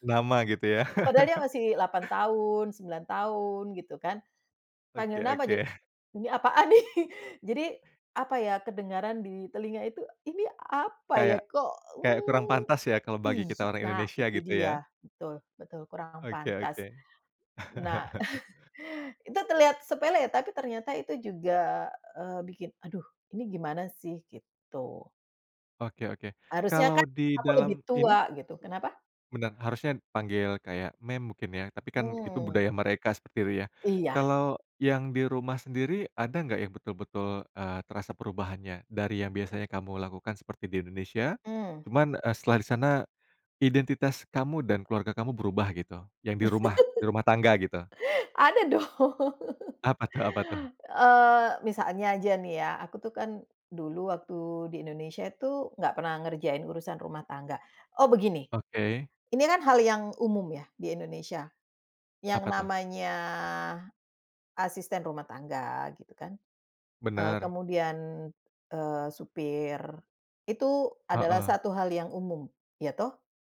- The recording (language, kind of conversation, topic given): Indonesian, podcast, Bagaimana cerita migrasi keluarga memengaruhi identitas kalian?
- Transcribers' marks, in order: chuckle; laughing while speaking: "nih?"; chuckle; in English: "ma'am"; laugh; laughing while speaking: "Ada dong"; laugh